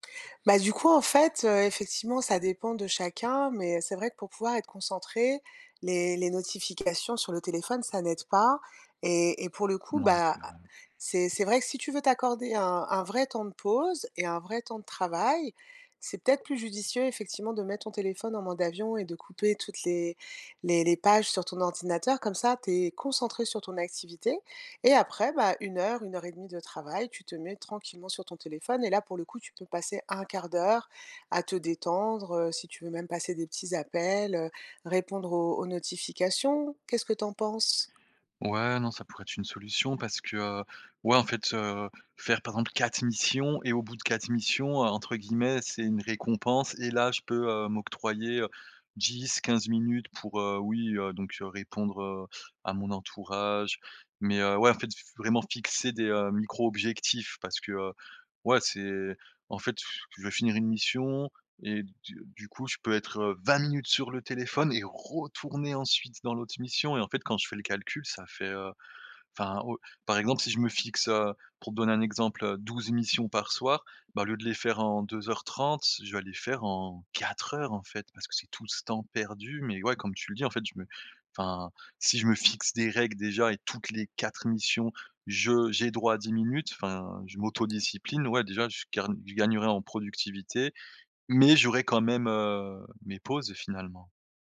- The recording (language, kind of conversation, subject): French, advice, Comment réduire les distractions numériques pendant mes heures de travail ?
- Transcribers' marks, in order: other background noise; stressed: "vingt"; stressed: "retourner"; "gagne" said as "gargne"